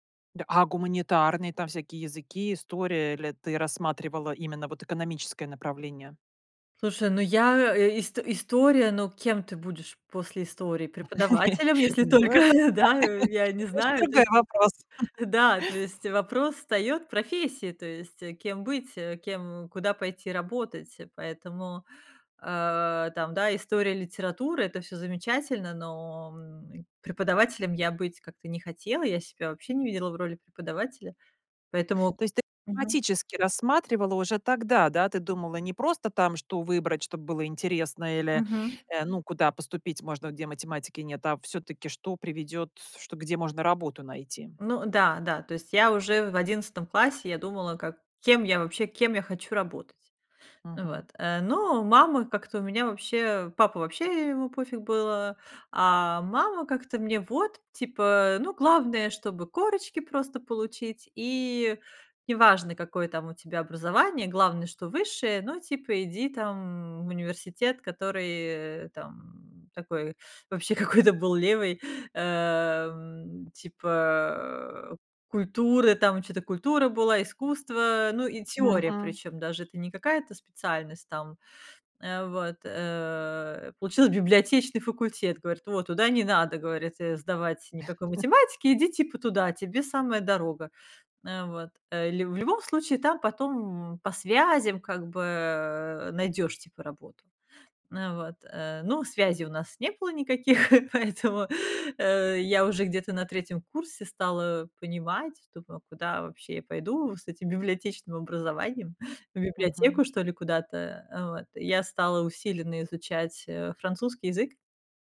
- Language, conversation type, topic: Russian, podcast, Как понять, что пора менять профессию и учиться заново?
- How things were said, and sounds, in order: laugh; laughing while speaking: "если только, э, да"; laugh; laugh; other background noise; "автоматически" said as "томатически"; tapping; laughing while speaking: "какой-то"; chuckle; chuckle; laughing while speaking: "поэтому"